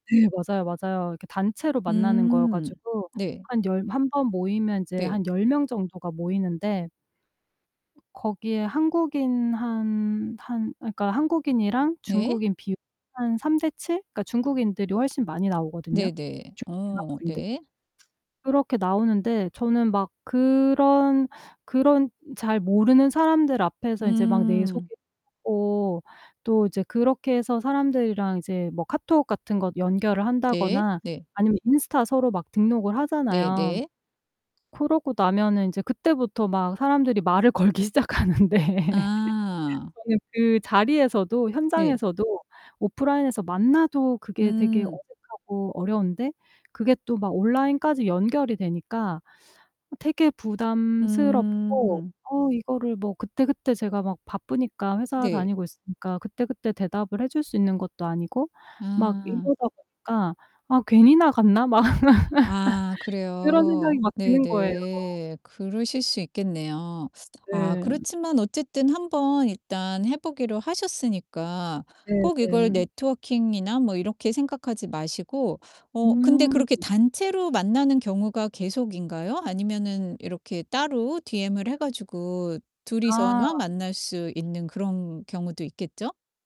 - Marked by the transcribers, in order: other background noise; distorted speech; laughing while speaking: "걸기 시작하는데"; laugh; tapping; laugh
- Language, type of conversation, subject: Korean, advice, 네트워킹을 시작할 때 느끼는 불편함을 줄이고 자연스럽게 관계를 맺기 위한 전략은 무엇인가요?
- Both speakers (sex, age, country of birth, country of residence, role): female, 45-49, South Korea, United States, user; female, 50-54, South Korea, United States, advisor